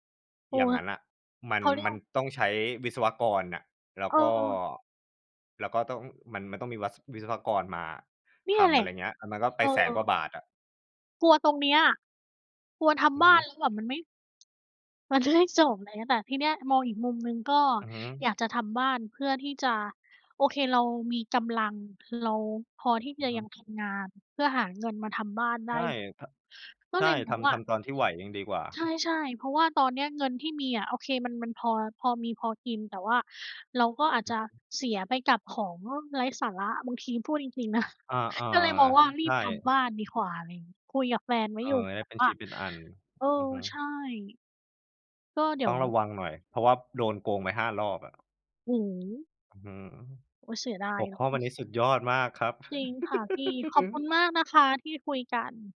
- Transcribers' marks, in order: laughing while speaking: "นะ"; laugh; other background noise
- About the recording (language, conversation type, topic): Thai, unstructured, เงินออมคืออะไร และทำไมเราควรเริ่มออมเงินตั้งแต่เด็ก?